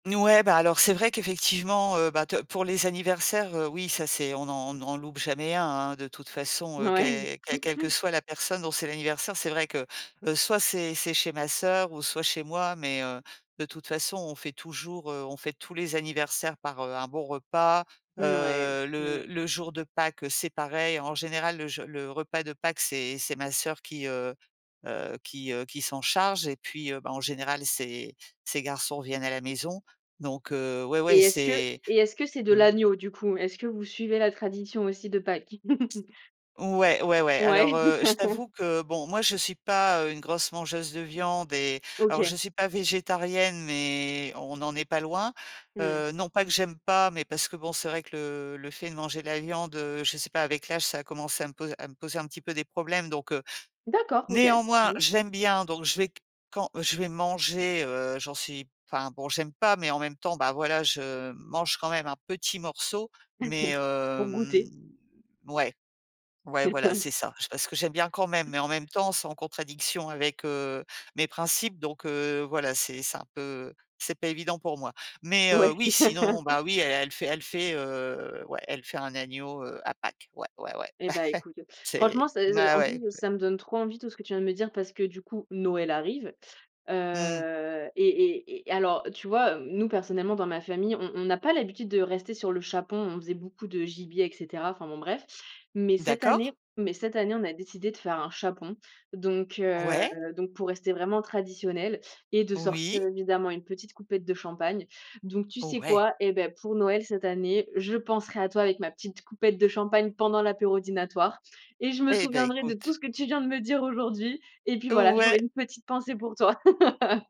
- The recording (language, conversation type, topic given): French, podcast, Parle-nous d'un repas qui réunit toujours ta famille : pourquoi fonctionne-t-il à chaque fois ?
- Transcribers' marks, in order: laugh; tapping; chuckle; laugh; stressed: "néanmoins"; chuckle; stressed: "petit"; drawn out: "hem"; laugh; laugh; chuckle; other background noise; stressed: "Noël"; anticipating: "Oh ! Ouais !"; anticipating: "Ouais !"; laugh